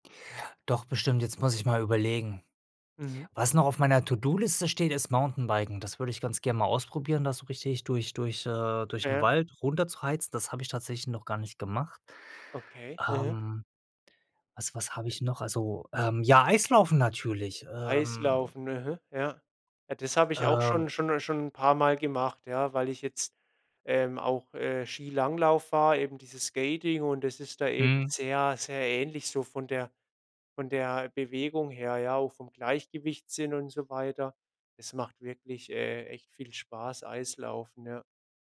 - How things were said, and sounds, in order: none
- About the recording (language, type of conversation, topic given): German, podcast, Was war dein schönstes Outdoor-Abenteuer, und was hat es so besonders gemacht?